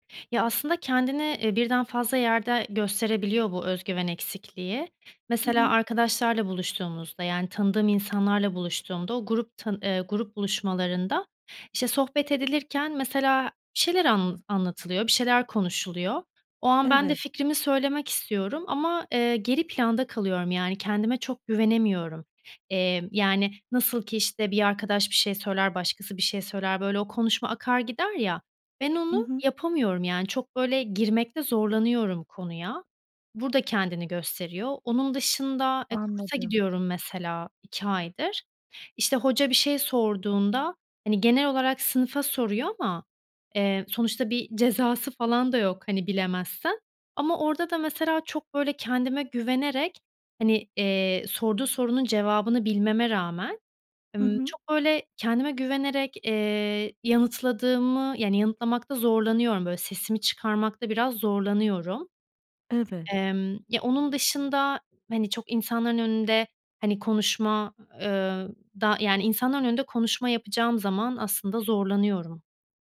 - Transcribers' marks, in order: other background noise; tapping
- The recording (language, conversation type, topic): Turkish, advice, Topluluk önünde konuşurken neden özgüven eksikliği yaşıyorum?